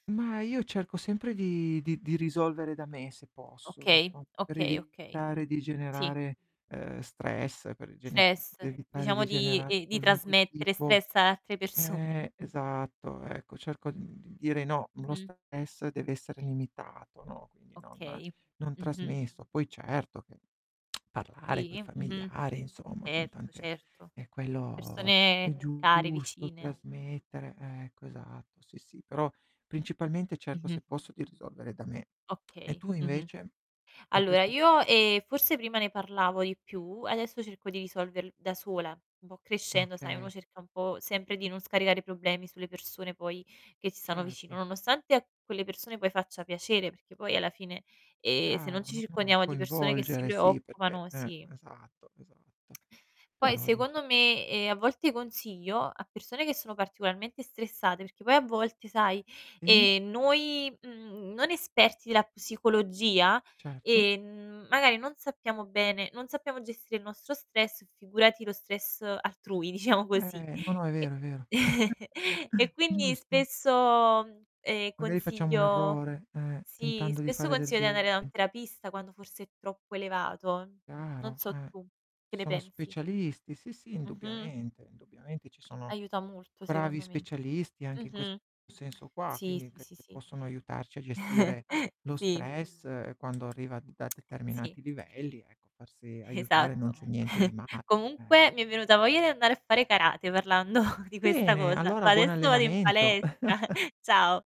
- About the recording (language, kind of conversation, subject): Italian, unstructured, Come gestisci lo stress nella vita di tutti i giorni?
- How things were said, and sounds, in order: distorted speech; other noise; laughing while speaking: "persone"; tapping; unintelligible speech; laughing while speaking: "diciamo"; chuckle; chuckle; other background noise; chuckle; laughing while speaking: "parlando"; chuckle